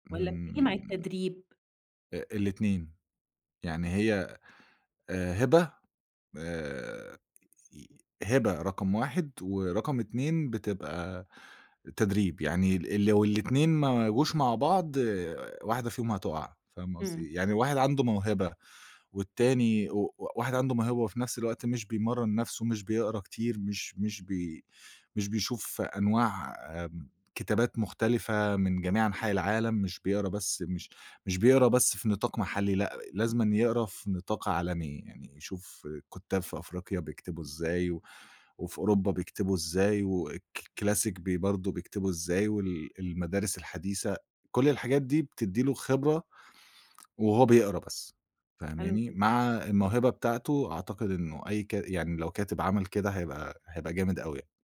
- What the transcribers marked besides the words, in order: in English: "وC Classic"
- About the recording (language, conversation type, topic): Arabic, podcast, بتشتغل إزاي لما الإلهام يغيب؟